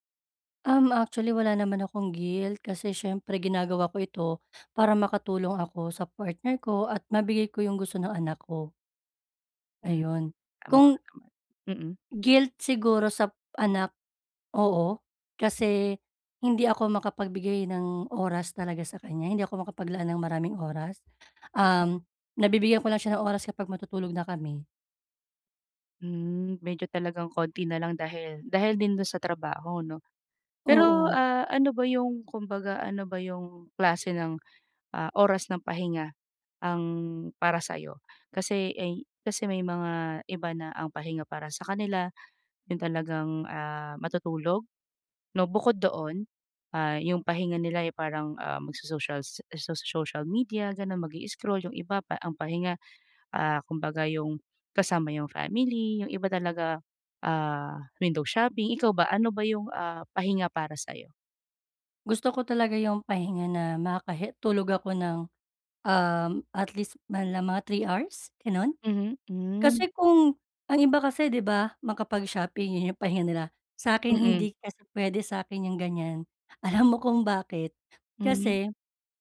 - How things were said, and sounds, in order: unintelligible speech; other background noise
- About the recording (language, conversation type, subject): Filipino, advice, Paano ko mababalanse ang trabaho at oras ng pahinga?